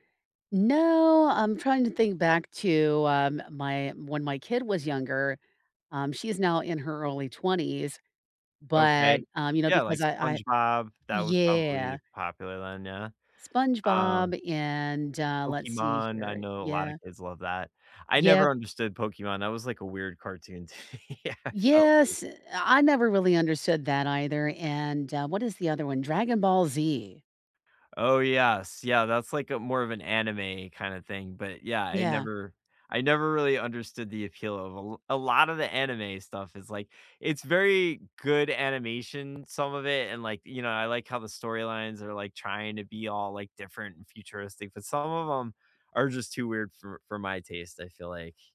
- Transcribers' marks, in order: laughing while speaking: "to me"; tapping
- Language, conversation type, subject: English, unstructured, Which childhood cartoon captured your heart, and what about it still resonates with you today?
- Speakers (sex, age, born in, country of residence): female, 50-54, United States, United States; male, 45-49, United States, United States